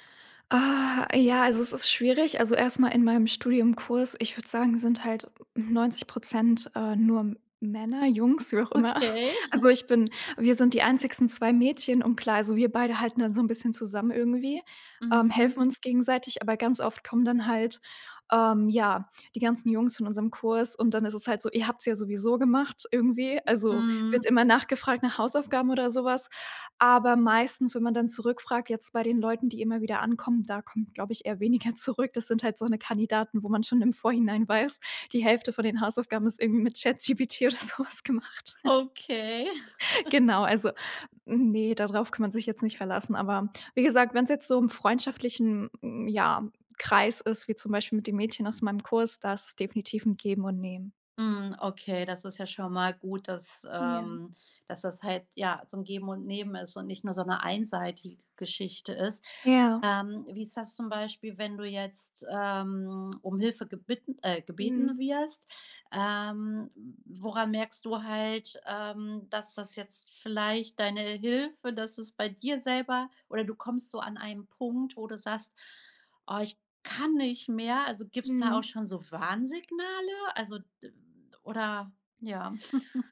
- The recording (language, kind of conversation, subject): German, podcast, Wie gibst du Unterstützung, ohne dich selbst aufzuopfern?
- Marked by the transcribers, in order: laughing while speaking: "immer"; "einzigen" said as "einzigsten"; chuckle; laughing while speaking: "weniger"; laughing while speaking: "weiß, die Hälfte von den … oder sowas gemacht"; laughing while speaking: "Okay"; put-on voice: "Oh, ich kann nicht mehr"; chuckle